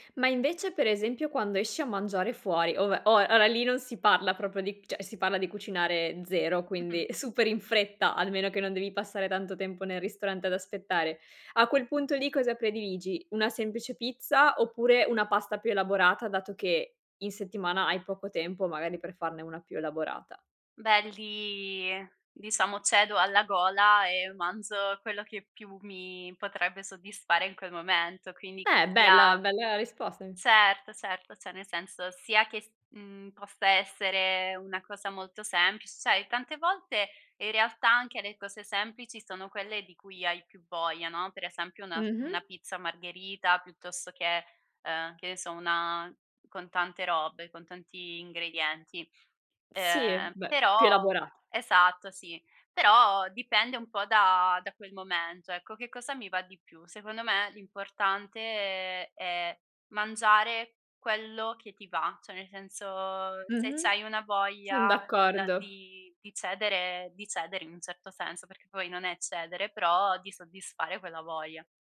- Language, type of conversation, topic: Italian, podcast, Come scegli cosa mangiare quando sei di fretta?
- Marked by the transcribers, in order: "cioè" said as "ceh"; "diciamo" said as "disamo"; "certo" said as "zerto"; "certo" said as "zerto"; tapping